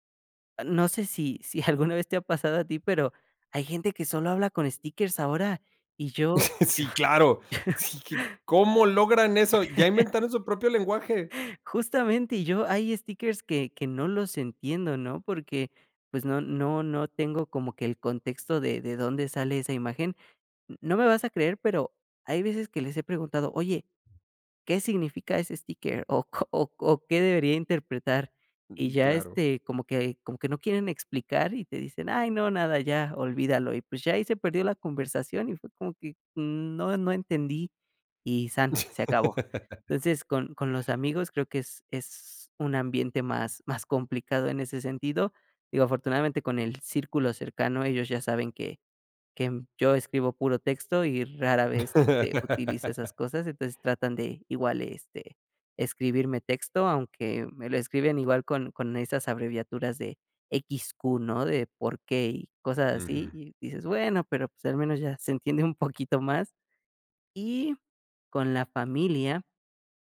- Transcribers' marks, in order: laugh; laugh; laugh; laugh
- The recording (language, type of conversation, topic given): Spanish, podcast, ¿Prefieres comunicarte por llamada, mensaje o nota de voz?